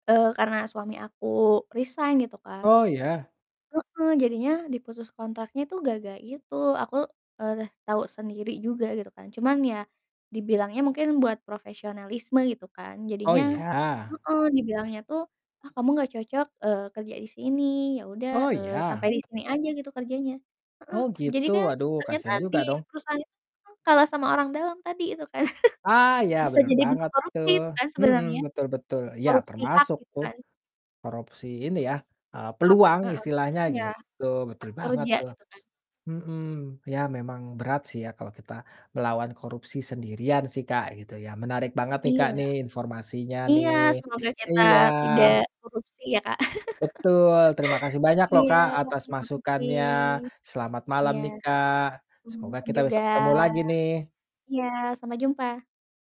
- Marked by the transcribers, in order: distorted speech; other background noise; chuckle; sniff; laugh
- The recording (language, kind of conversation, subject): Indonesian, unstructured, Apa pendapatmu tentang korupsi di pemerintahan saat ini?